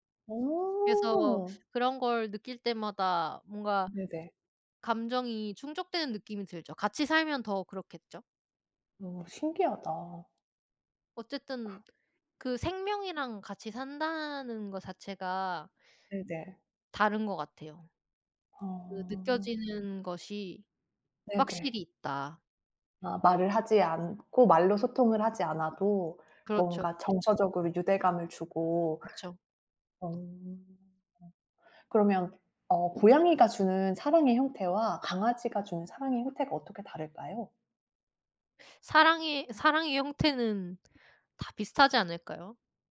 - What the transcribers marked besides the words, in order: other background noise
- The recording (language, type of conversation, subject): Korean, unstructured, 고양이와 강아지 중 어떤 반려동물이 더 사랑스럽다고 생각하시나요?